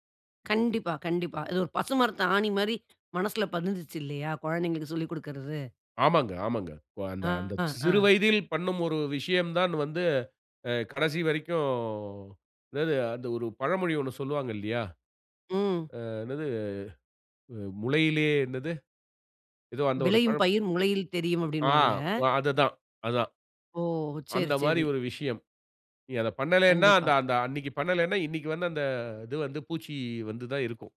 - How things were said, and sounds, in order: other background noise
- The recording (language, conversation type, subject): Tamil, podcast, உங்கள் குழந்தைகளுக்குக் குடும்பக் கலாச்சாரத்தை தலைமுறைதோறும் எப்படி கடத்திக் கொடுக்கிறீர்கள்?